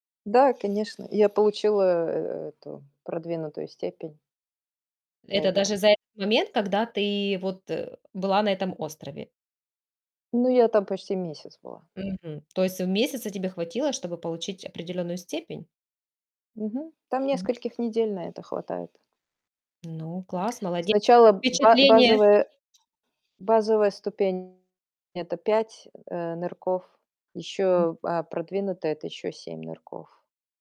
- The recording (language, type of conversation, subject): Russian, podcast, Какое знакомство с местными запомнилось вам навсегда?
- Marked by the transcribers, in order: other background noise; tapping; background speech; distorted speech